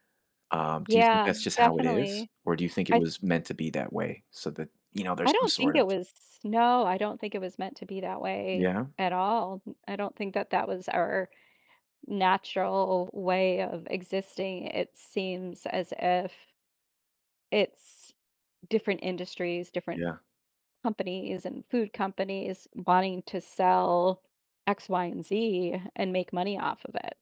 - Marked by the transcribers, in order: scoff
- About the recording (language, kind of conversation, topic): English, unstructured, How does my mood affect what I crave, and can friends help?